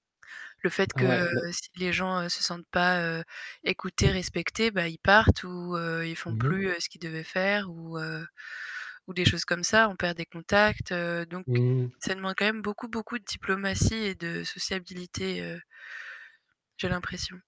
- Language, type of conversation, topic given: French, unstructured, Comment décrirais-tu la communauté idéale selon toi ?
- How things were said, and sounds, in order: mechanical hum